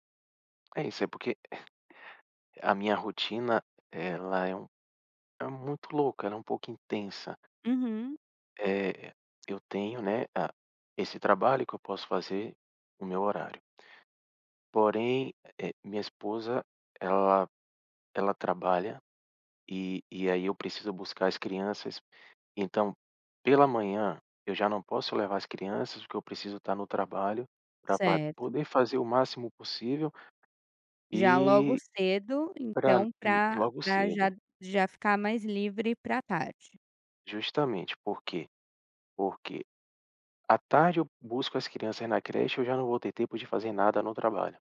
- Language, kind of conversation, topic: Portuguese, advice, Como posso negociar um horário flexível para conciliar família e trabalho?
- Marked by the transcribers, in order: chuckle